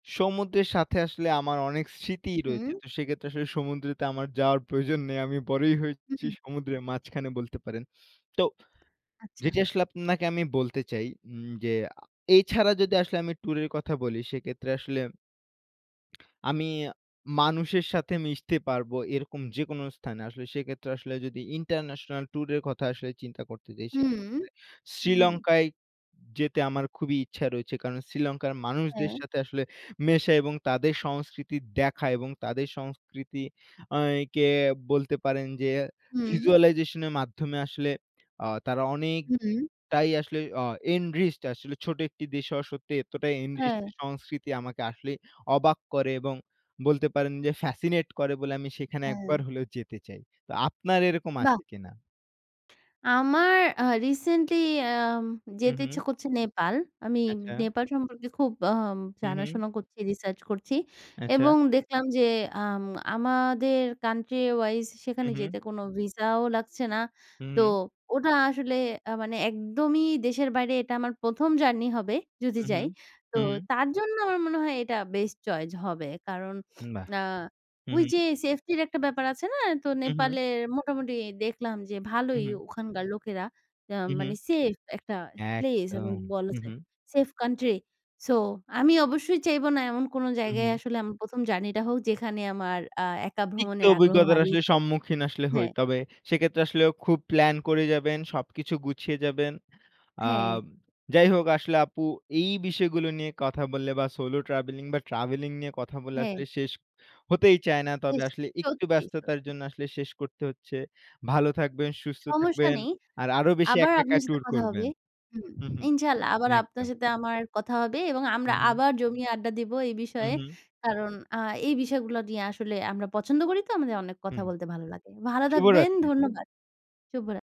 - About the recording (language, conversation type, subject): Bengali, unstructured, আপনি কি কখনও একা ভ্রমণ করেছেন, আর অভিজ্ঞতাটি কেমন ছিল?
- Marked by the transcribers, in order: tapping; in English: "ফ্যাসিনেট"; sniff; other background noise